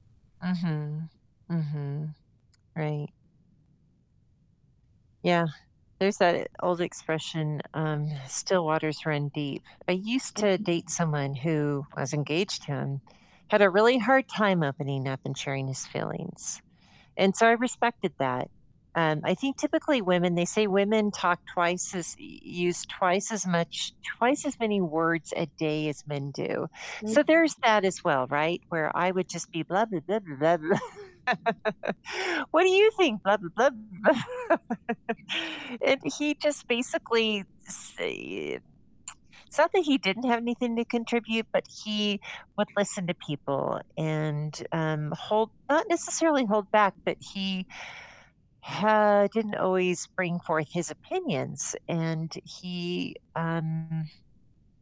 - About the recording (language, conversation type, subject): English, unstructured, How can you encourage someone to open up about their feelings?
- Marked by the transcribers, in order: unintelligible speech; other background noise; unintelligible speech; laughing while speaking: "blah"; laugh; laughing while speaking: "blah"; laugh